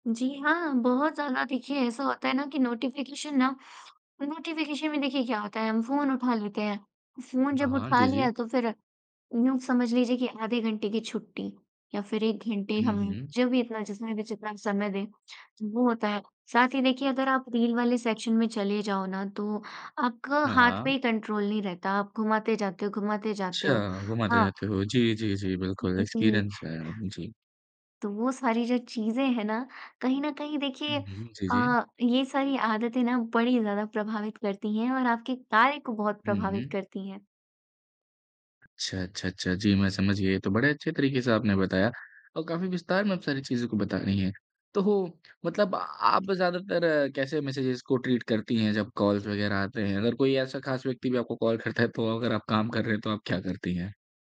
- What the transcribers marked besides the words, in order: in English: "नोटिफिकेशन"; in English: "नोटिफिकेशन"; in English: "सेक्शन"; in English: "कंट्रोल"; in English: "एक्सपीरियंस"; other background noise; laughing while speaking: "तो"; in English: "मैसेजेज़"; in English: "ट्रीट"; in English: "कॉल्स"; laughing while speaking: "करता"
- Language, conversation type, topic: Hindi, podcast, बार-बार आने वाले नोटिफ़िकेशन आप पर कैसे असर डालते हैं?